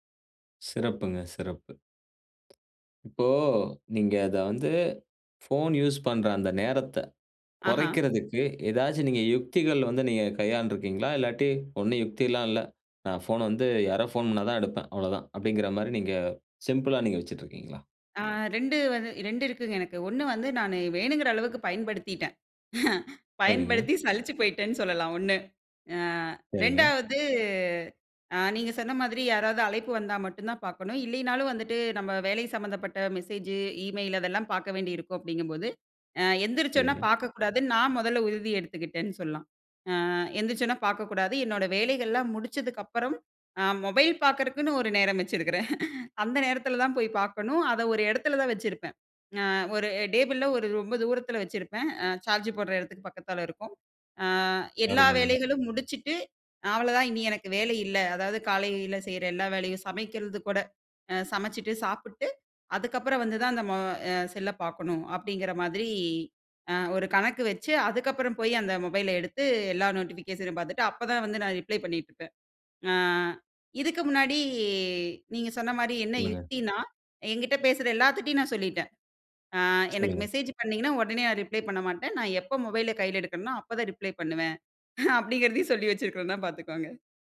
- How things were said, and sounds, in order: tapping; other background noise; in English: "சிம்பிளா"; chuckle; laugh; in English: "சார்ஜ்"; in English: "நோட்டிஃபிகேஷனும்"; in English: "ரிப்ளை"; in English: "ரிப்ளை"; in English: "ரிப்ளை"; chuckle
- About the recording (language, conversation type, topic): Tamil, podcast, எழுந்ததும் உடனே தொலைபேசியைப் பார்க்கிறீர்களா?